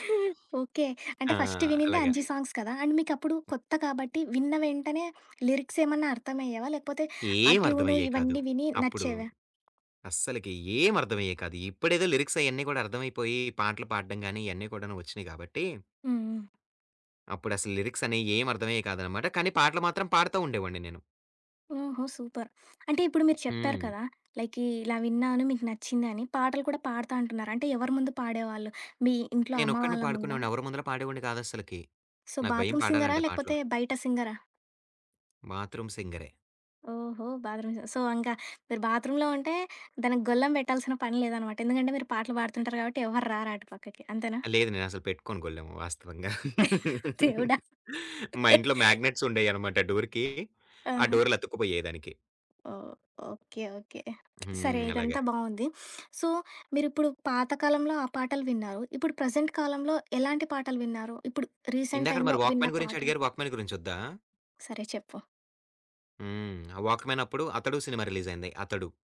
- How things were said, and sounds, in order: tapping; in English: "ఫస్ట్"; in English: "సాంగ్స్"; in English: "అండ్"; in English: "లిరిక్స్"; in English: "ట్యూన్"; in English: "లిరిక్స్"; other background noise; in English: "సూపర్"; in English: "లైక్"; in English: "సో, బాత్‌రూమ్"; in English: "బాత్‌రూమ్"; in English: "బాత్‌రూమ్ సో"; in English: "బాత్‌రూమ్‌లో"; laughing while speaking: "దేవుడా!"; laugh; in English: "డోర్‌కీ"; lip smack; sniff; in English: "సో"; in English: "ప్రెజెంట్"; in English: "రీసెంట్"; in English: "వాక్‌మ్యాన్"; in English: "వాక్‌మ్యాన్"
- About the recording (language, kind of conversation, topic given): Telugu, podcast, కొత్త పాటలను సాధారణంగా మీరు ఎక్కడి నుంచి కనుగొంటారు?